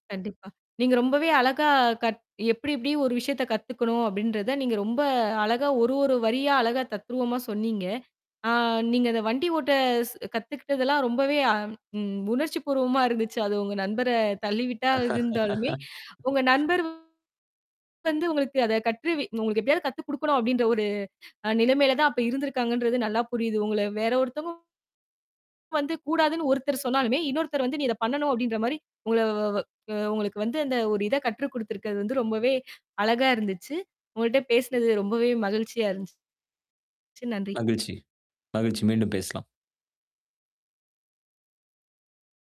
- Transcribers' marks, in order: static; mechanical hum; tapping; "தள்ளிவிட்டதா" said as "தள்ளிவிட்டா"; laugh; other background noise; distorted speech; other noise
- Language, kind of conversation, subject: Tamil, podcast, கற்றுக்கொள்ளும் போது உங்களுக்கு மகிழ்ச்சி எப்படித் தோன்றுகிறது?